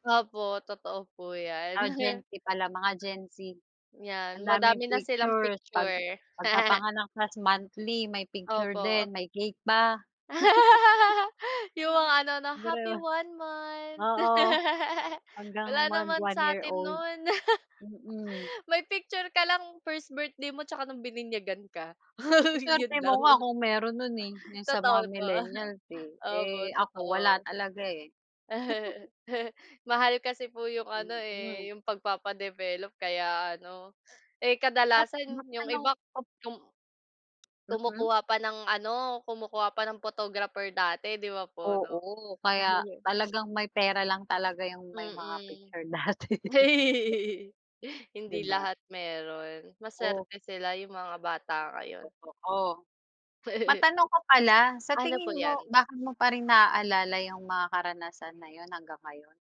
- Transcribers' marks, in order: chuckle; chuckle; laugh; laugh; unintelligible speech; laugh; chuckle; chuckle; laughing while speaking: "lang"; chuckle; laugh; chuckle; chuckle; laugh; laughing while speaking: "dati"; chuckle
- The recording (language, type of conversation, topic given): Filipino, unstructured, Ano ang pinakamasayang karanasan mo noong bata ka pa?